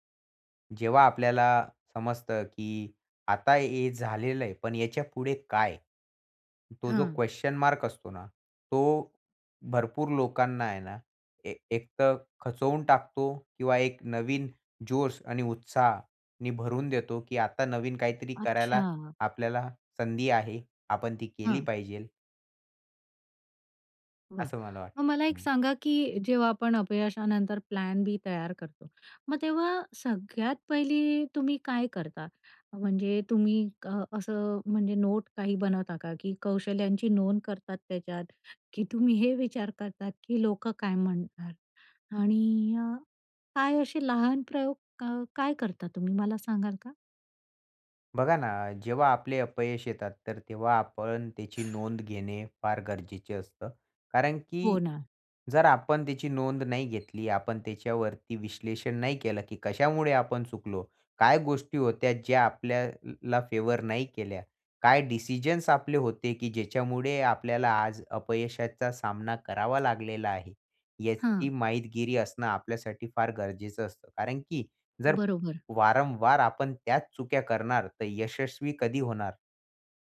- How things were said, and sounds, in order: in English: "क्वेस्चन मार्क"; in English: "प्लॅन बी"; in English: "नोट"; other background noise; in English: "फेव्हर"; in English: "डिसिजन्स"; "चुका" said as "चुक्या"
- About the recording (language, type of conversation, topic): Marathi, podcast, अपयशानंतर पर्यायी योजना कशी आखतोस?